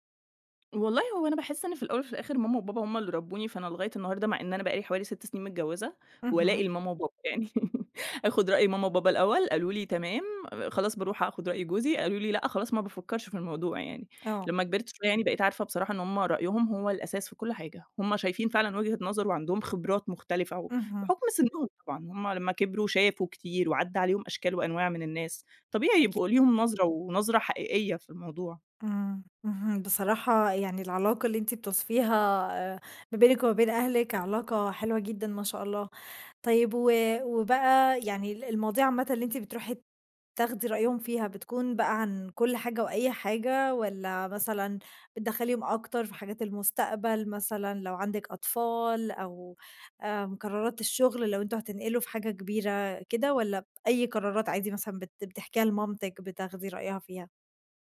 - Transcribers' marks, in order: laugh
- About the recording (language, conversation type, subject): Arabic, podcast, قد إيه بتأثر بآراء أهلك في قراراتك؟